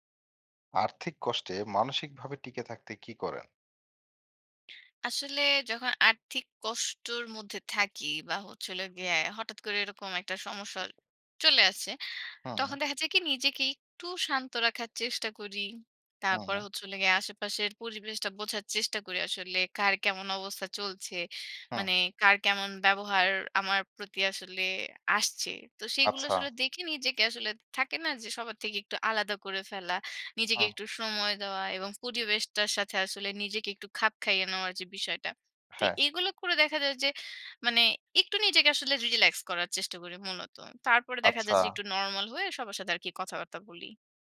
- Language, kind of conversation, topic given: Bengali, podcast, আর্থিক কষ্টে মানসিকভাবে টিকে থাকতে কী করো?
- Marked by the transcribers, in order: tapping